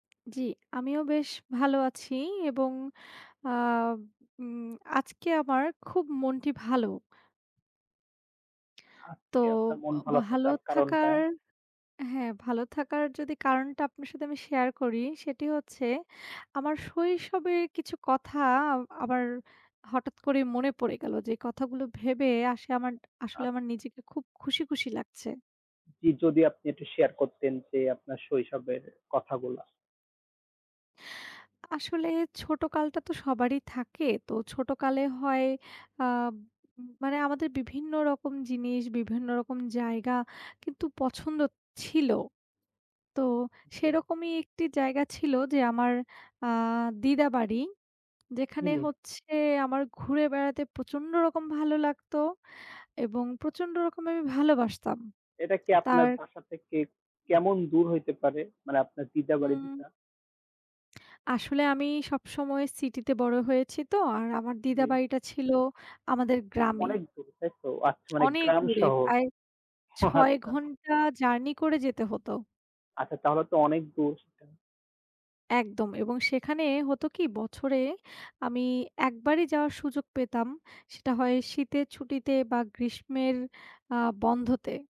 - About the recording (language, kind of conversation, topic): Bengali, unstructured, শৈশবে আপনি কোন জায়গায় ঘুরতে যেতে সবচেয়ে বেশি ভালোবাসতেন?
- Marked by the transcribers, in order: tapping; other background noise; "আচ্ছা" said as "আচ"; laughing while speaking: "ও আচ্ছা"